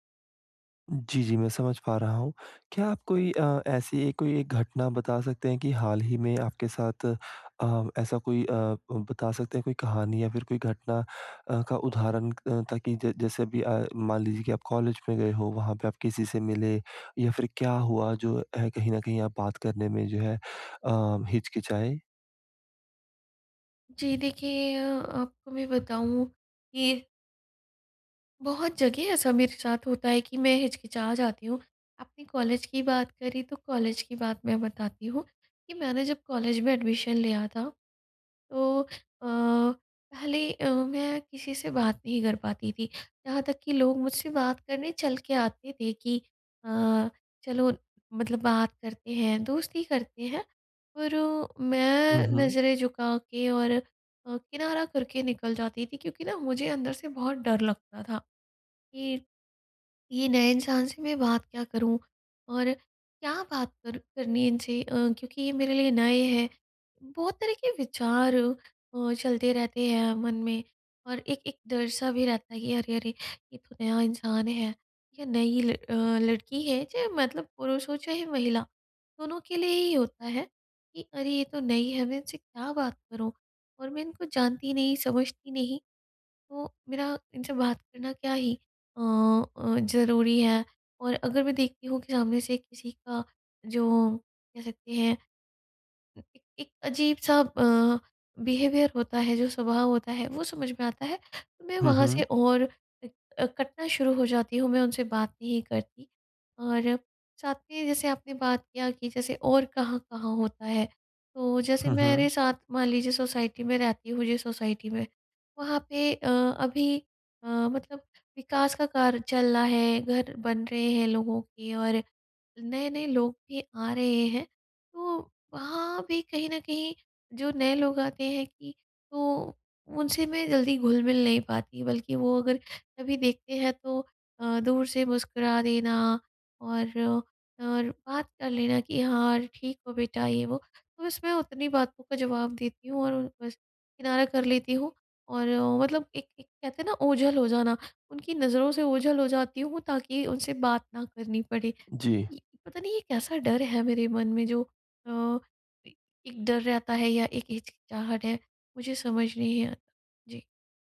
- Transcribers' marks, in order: other background noise; in English: "एडमिशन"; in English: "बिहेवियर"; in English: "सोसाइटी"; in English: "सोसाइटी"
- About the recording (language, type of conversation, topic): Hindi, advice, मैं बातचीत शुरू करने में हिचकिचाहट कैसे दूर करूँ?
- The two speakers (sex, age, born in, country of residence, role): female, 35-39, India, India, user; male, 25-29, India, India, advisor